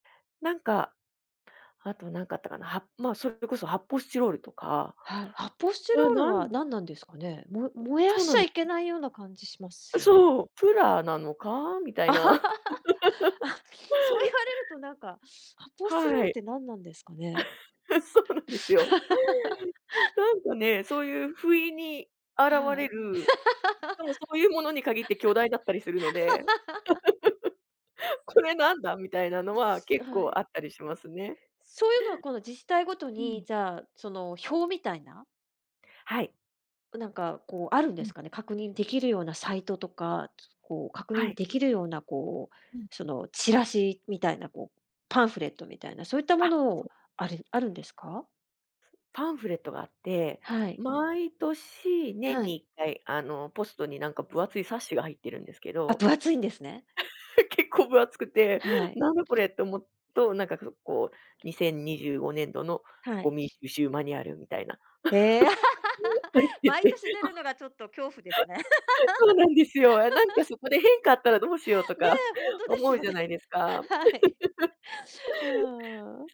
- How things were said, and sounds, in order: other background noise; laugh; laugh; laugh; laugh; laugh; laugh; laugh; unintelligible speech; chuckle; laugh; laughing while speaking: "はい"; laugh
- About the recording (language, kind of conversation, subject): Japanese, podcast, ゴミ出しや分別はどのように管理していますか？